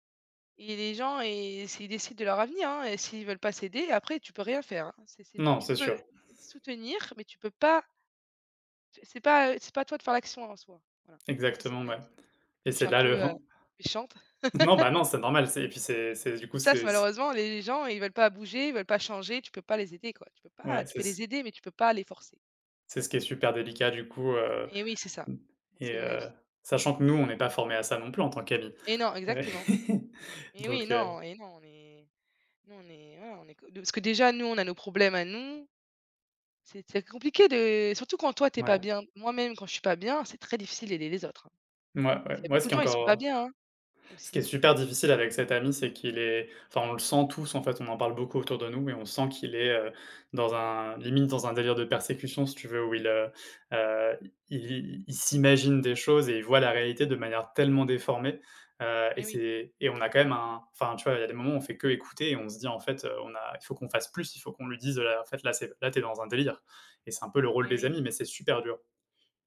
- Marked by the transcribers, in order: chuckle; chuckle
- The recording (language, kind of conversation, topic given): French, unstructured, Comment peux-tu soutenir un ami qui se sent mal ?
- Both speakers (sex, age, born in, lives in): female, 25-29, United States, France; male, 30-34, France, France